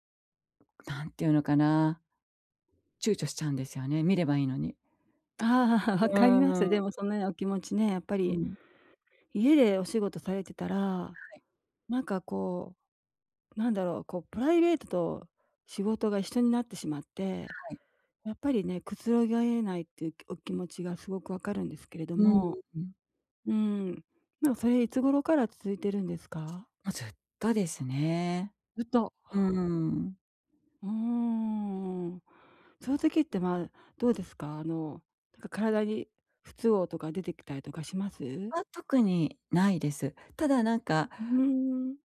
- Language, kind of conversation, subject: Japanese, advice, 家でリラックスして休めないときはどうすればいいですか？
- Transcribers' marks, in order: other noise; laugh